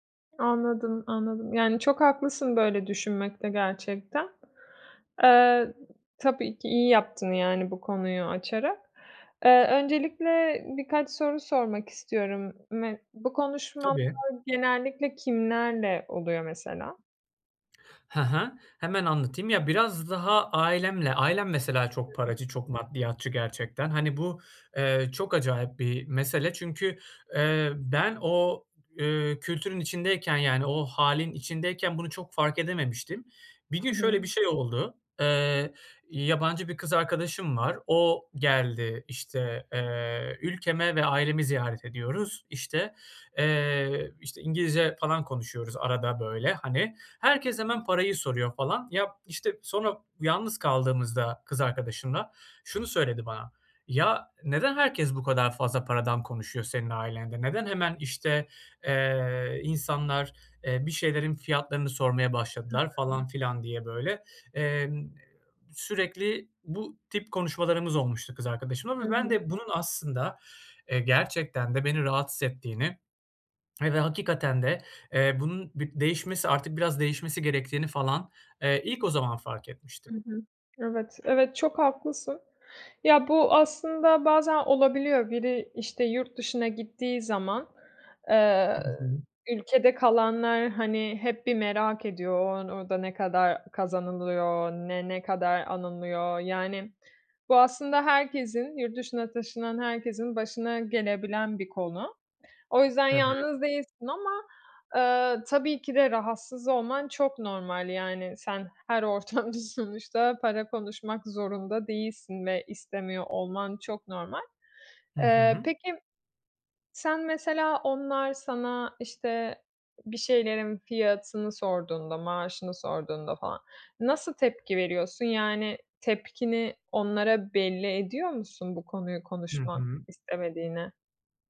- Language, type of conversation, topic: Turkish, advice, Ailemle veya arkadaşlarımla para konularında nasıl sınır koyabilirim?
- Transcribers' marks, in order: other background noise; unintelligible speech; tapping; laughing while speaking: "ortamda"